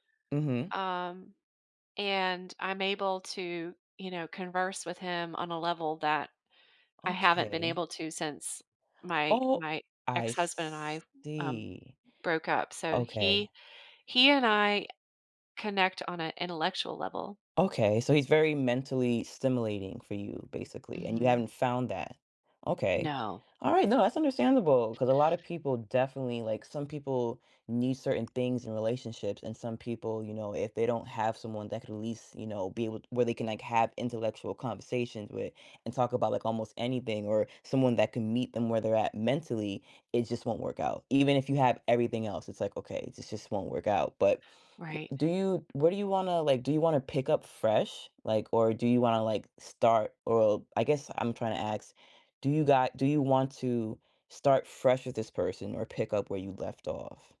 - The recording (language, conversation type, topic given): English, advice, How can I reach out to an old friend and rebuild trust after a long time apart?
- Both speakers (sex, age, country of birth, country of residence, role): female, 30-34, United States, United States, advisor; female, 55-59, United States, United States, user
- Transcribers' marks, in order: tapping; drawn out: "see"